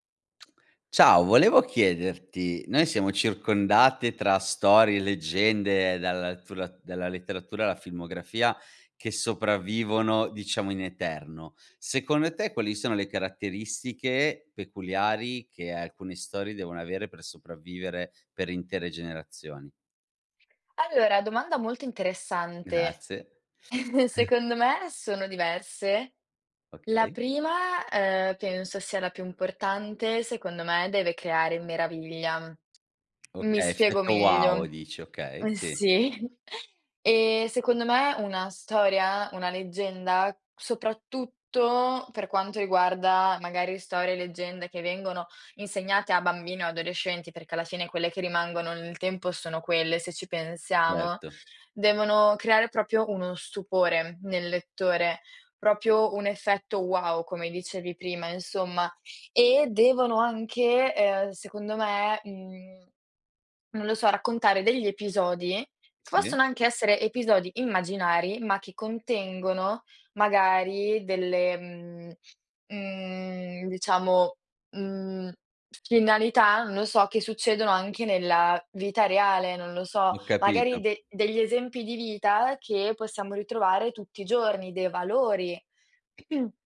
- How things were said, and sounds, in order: lip smack; other background noise; chuckle; tapping; chuckle; "proprio" said as "propio"; "proprio" said as "propio"; throat clearing
- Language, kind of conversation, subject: Italian, podcast, Perché alcune storie sopravvivono per generazioni intere?